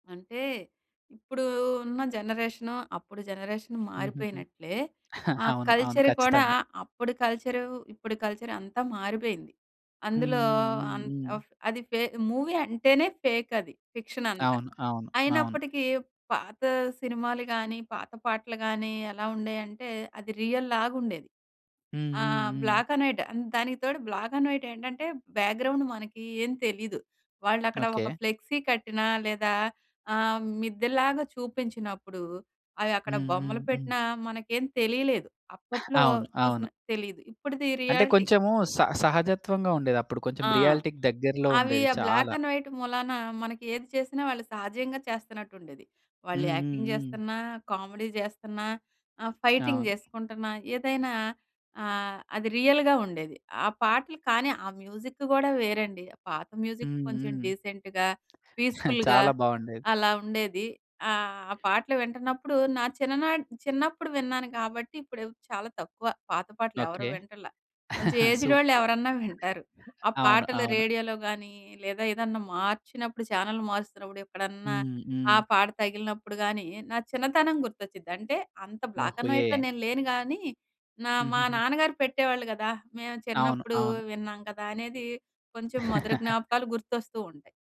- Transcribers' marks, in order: in English: "జనరేషన్"; in English: "జనరేషన్"; chuckle; in English: "కల్చర్"; in English: "కల్చర్"; in English: "మూవీ"; in English: "ఫేక్"; in English: "ఫిక్షన్"; tongue click; in English: "బ్లాక్ అండ్ వైట్"; in English: "బ్లాక్ అండ్ వైట్"; in English: "బ్యాక్‌గ్రౌండ్"; in English: "ఫ్లెక్సీ"; other noise; in English: "రియాలిటీ"; in English: "రియాలిటీకి"; in English: "బ్లాక్ అండ్ వైట్"; in English: "యాక్టింగ్"; in English: "కామెడీ"; in English: "ఫైటింగ్"; tapping; other background noise; in English: "రియల్‌గా"; in English: "మ్యూజిక్"; in English: "మ్యూజిక్"; in English: "డీసెంట్‌గా, పీస్‌ఫుల్‌గా"; chuckle; in English: "ఏజ్డ్"; chuckle; in English: "ఛానెల్"; in English: "బ్లాక్ అండ్ వైట్‌లో"; chuckle
- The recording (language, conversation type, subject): Telugu, podcast, పాత పాటలు వింటే మీకు ఎలాంటి అనుభూతి కలుగుతుంది?